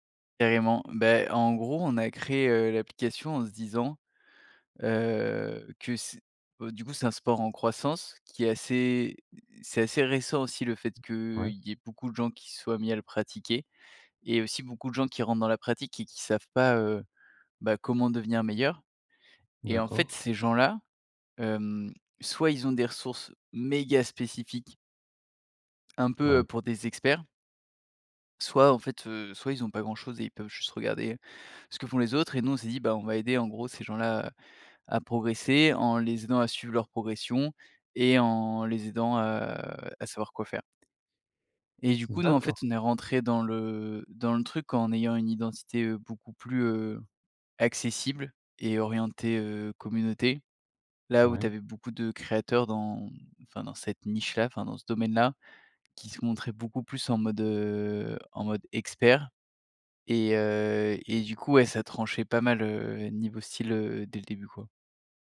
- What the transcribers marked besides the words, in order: none
- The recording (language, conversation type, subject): French, podcast, Comment faire pour collaborer sans perdre son style ?